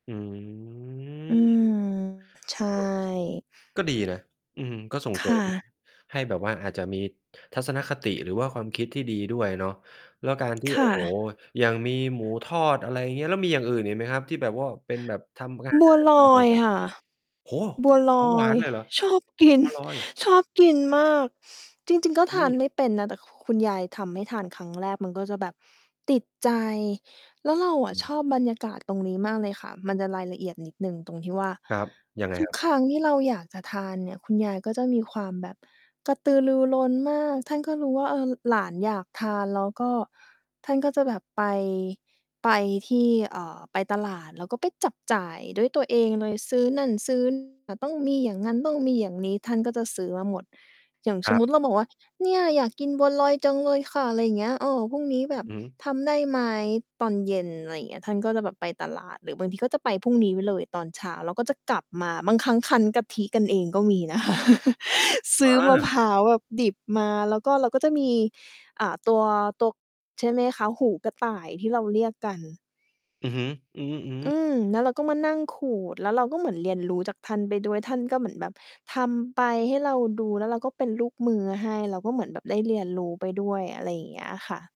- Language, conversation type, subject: Thai, podcast, การทำอาหารให้กันช่วยสื่อความรักในบ้านคุณได้อย่างไร?
- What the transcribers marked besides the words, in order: drawn out: "อืม"; mechanical hum; distorted speech; tapping; laughing while speaking: "ชอบกิน"; other background noise; "สมมุติ" said as "ฉมมุติ"; laughing while speaking: "นะคะ"; chuckle